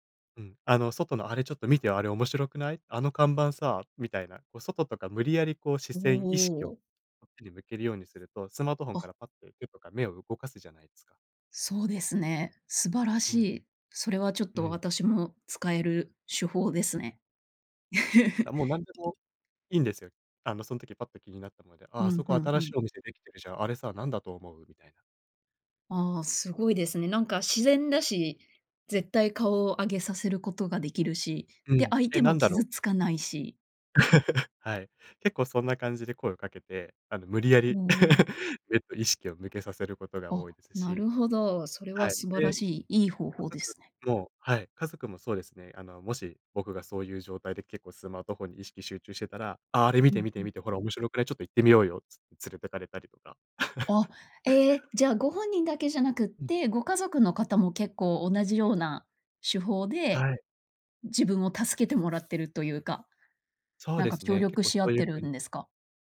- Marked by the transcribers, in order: laugh; tapping; laugh; laugh; other noise; laugh
- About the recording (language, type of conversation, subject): Japanese, podcast, スマホ依存を感じたらどうしますか？